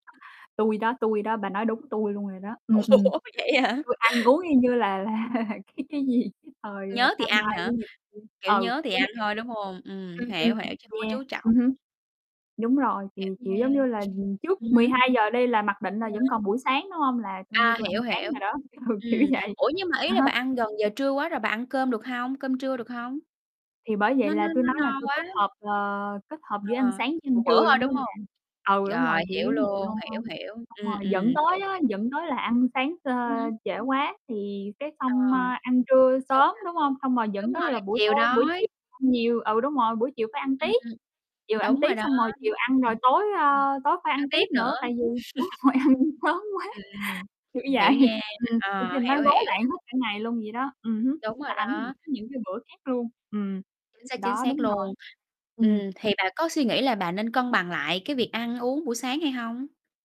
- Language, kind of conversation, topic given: Vietnamese, unstructured, Bạn thường ăn những món gì vào bữa sáng để giữ cơ thể khỏe mạnh?
- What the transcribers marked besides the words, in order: laughing while speaking: "Ủa, vậy hả?"; other noise; laughing while speaking: "là"; other background noise; unintelligible speech; distorted speech; laughing while speaking: "ừ"; chuckle; laughing while speaking: "đúng rồi, ăn"; laughing while speaking: "vậy"